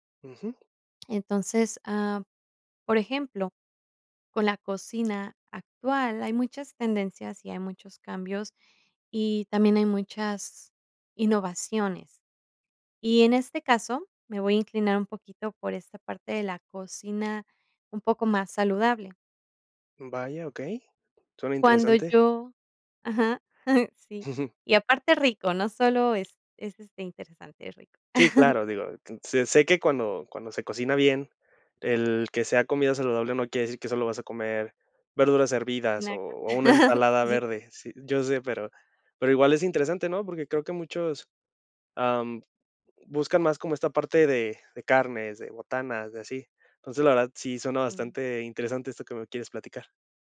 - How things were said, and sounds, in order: chuckle; chuckle; laugh
- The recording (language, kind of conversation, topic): Spanish, podcast, ¿Cómo improvisas cuando te faltan ingredientes?